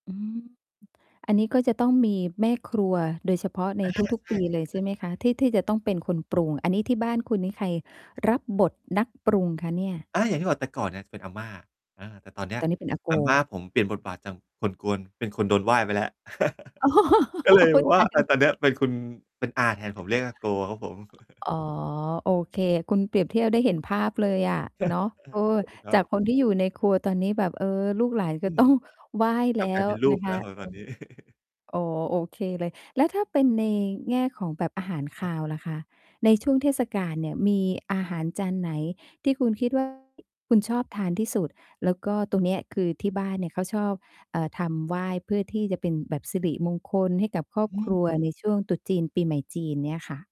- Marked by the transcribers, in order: distorted speech; mechanical hum; laugh; laughing while speaking: "โอ๊ย ตายแล้ว"; chuckle; other noise; chuckle; chuckle; chuckle
- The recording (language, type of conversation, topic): Thai, podcast, อาหารหรือของกินอะไรบ้างที่คุณถือว่าเป็นมงคลสำหรับตัวเอง?